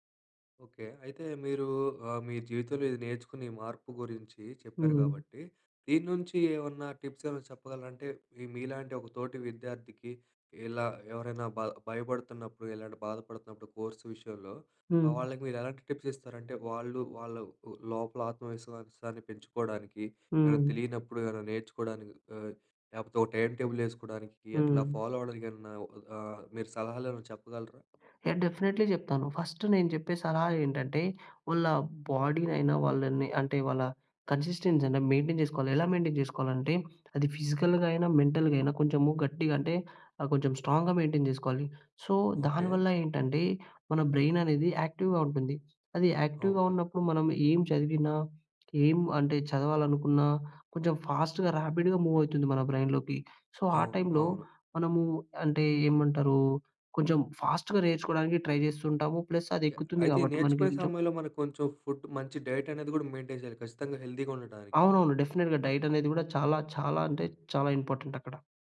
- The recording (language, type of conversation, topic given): Telugu, podcast, మీ జీవితంలో జరిగిన ఒక పెద్ద మార్పు గురించి వివరంగా చెప్పగలరా?
- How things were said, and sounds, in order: in English: "టిప్స్"; in English: "కోర్స్"; in English: "టిప్స్"; in English: "ఫాలో"; "ఏవన్నా" said as "ఎన్నా"; in English: "డెఫినిట్లీ"; "వాళ్ళ" said as "వుళ్ళ"; in English: "బోడీనైనా"; in English: "కన్సిస్టెన్సీ"; in English: "మెయిన్‌టైన్"; in English: "మెయిన్‌టైన్"; in English: "ఫిజికల్‌గా"; in English: "స్ట్రాంగ్‍గా మెయిన్‌టైన్"; in English: "సో"; in English: "యాక్టివ్‍గా"; in English: "యాక్టివ్‌గా"; in English: "ఫాస్ట్‌గా, ర్యాపిడ్‌గా మూవ్"; in English: "బ్రె‌యిన్‌లోకి. సో"; in English: "ఫాస్ట్‌గా"; in English: "ట్రై"; in English: "ప్లస్"; "మనకి కొంచెం" said as "మనకించం"; in English: "ఫుడ్"; in English: "డైట్"; in English: "మెయిన్‌టైన్"; in English: "హెల్దీగా"; in English: "డెఫినిట్‌గా, డైట్"